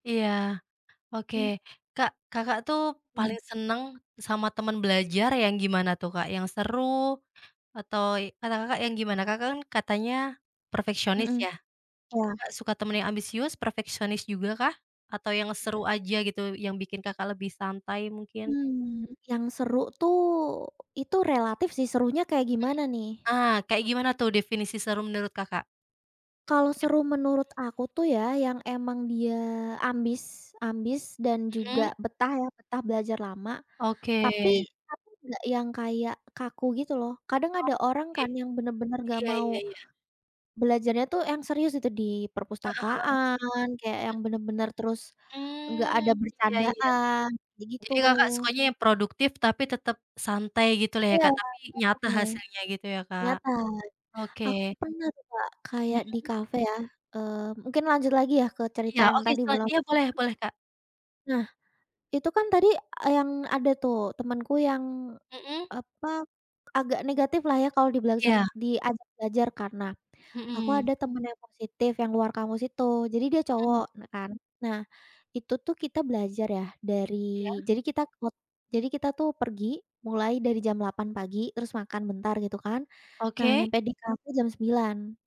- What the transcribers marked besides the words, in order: other background noise
- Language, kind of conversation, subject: Indonesian, podcast, Bagaimana pengalamanmu belajar bersama teman atau kelompok belajar?